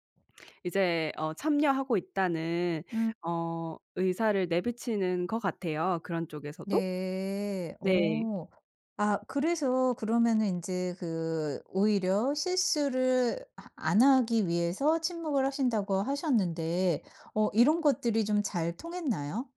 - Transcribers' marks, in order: other background noise
- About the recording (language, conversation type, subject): Korean, podcast, 침묵 속에서 얻은 깨달음이 있나요?